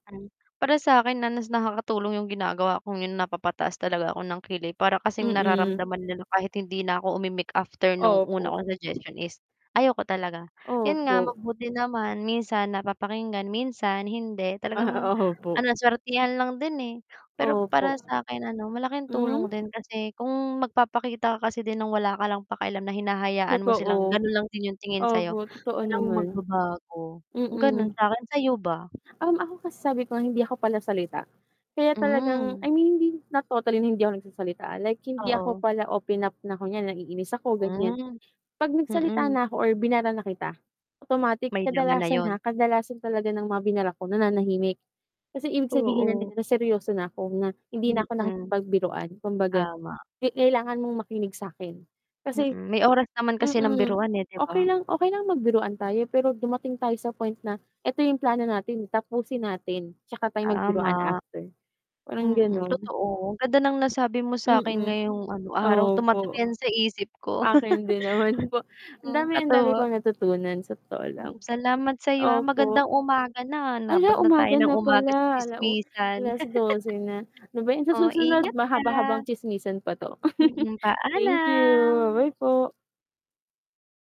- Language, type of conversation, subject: Filipino, unstructured, Bakit nakakairita ang mga taong walang pakialam sa iniisip mo?
- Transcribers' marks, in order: distorted speech; "mas" said as "nas"; static; other background noise; mechanical hum; laughing while speaking: "Ah, opo"; tapping; chuckle; laughing while speaking: "naman"; chuckle; chuckle; drawn out: "paalam"